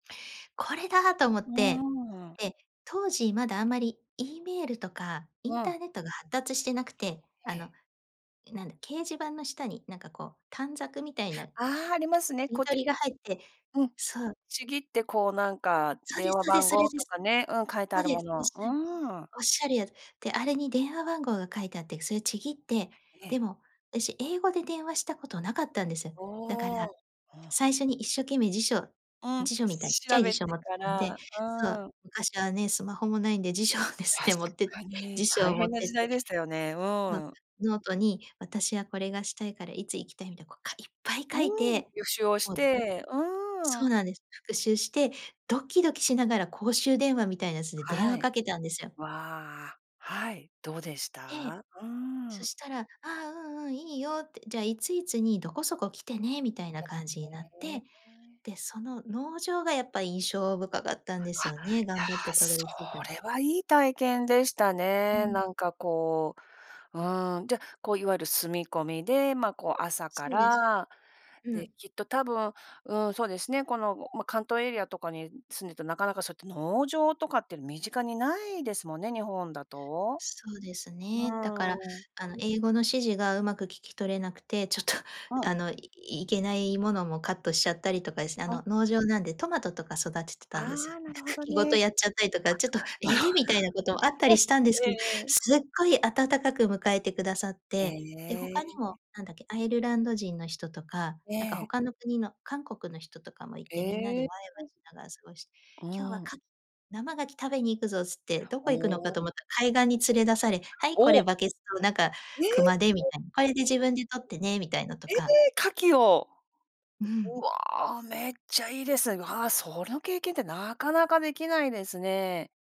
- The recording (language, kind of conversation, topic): Japanese, podcast, 初めて一人で旅をしたときの思い出を聞かせてください?
- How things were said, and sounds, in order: unintelligible speech; tapping; laughing while speaking: "辞書をですね"; other background noise; other noise